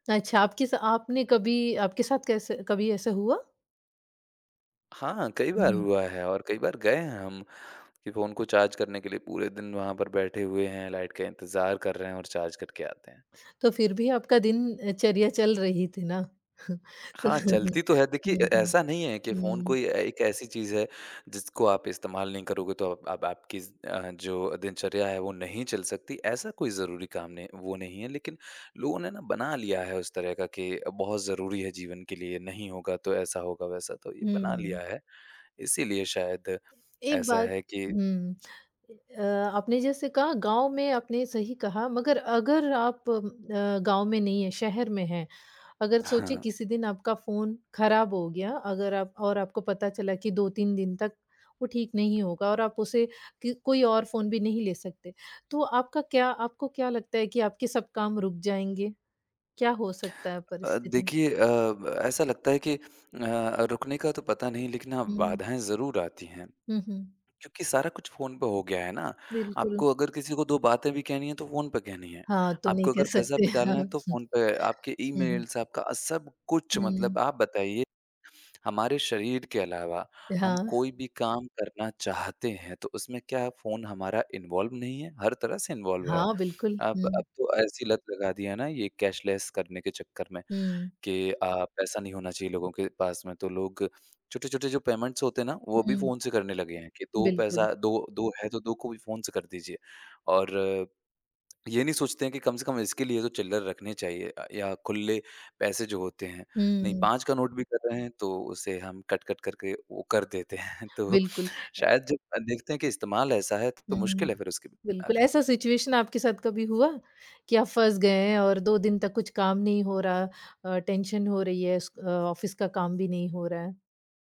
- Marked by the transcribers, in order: tapping; chuckle; laughing while speaking: "तो"; other background noise; chuckle; in English: "ईमेल्स"; in English: "इन्वॉल्व"; in English: "इन्वॉल्व"; in English: "कैशलेस"; in English: "पेमेंट्स"; laughing while speaking: "हैं तो"; in English: "सिचुएशन"; in English: "टेंशन"; in English: "ऑफ़िस"
- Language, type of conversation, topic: Hindi, podcast, फोन के बिना आपका एक दिन कैसे बीतता है?